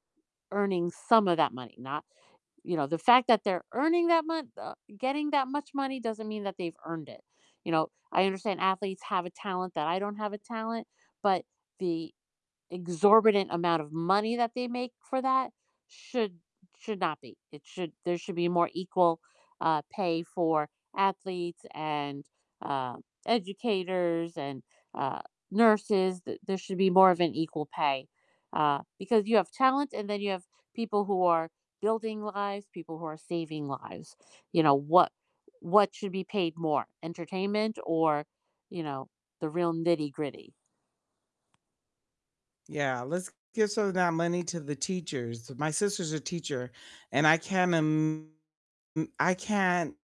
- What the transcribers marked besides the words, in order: tapping; other background noise; distorted speech
- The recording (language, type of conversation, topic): English, unstructured, What makes celebrity culture so frustrating for many?
- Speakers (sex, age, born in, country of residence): female, 50-54, United States, United States; female, 50-54, United States, United States